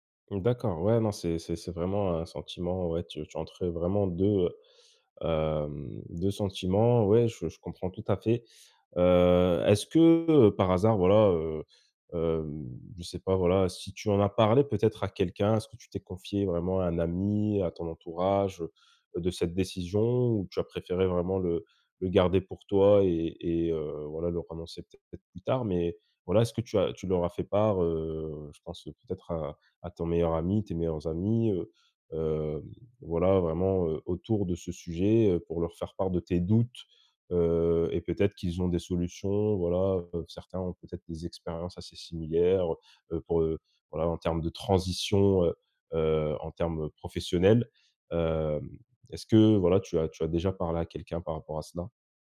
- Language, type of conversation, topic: French, advice, Comment puis-je m'engager pleinement malgré l'hésitation après avoir pris une grande décision ?
- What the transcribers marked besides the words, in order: drawn out: "hem"; other background noise; stressed: "doutes"; drawn out: "Heu"